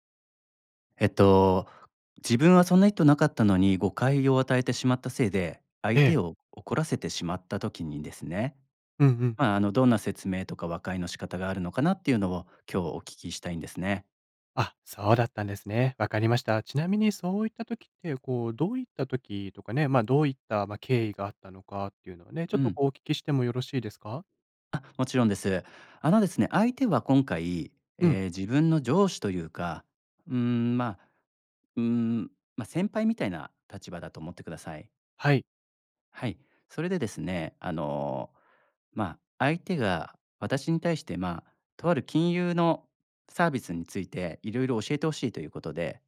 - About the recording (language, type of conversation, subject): Japanese, advice, 誤解で相手に怒られたとき、どう説明して和解すればよいですか？
- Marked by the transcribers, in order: none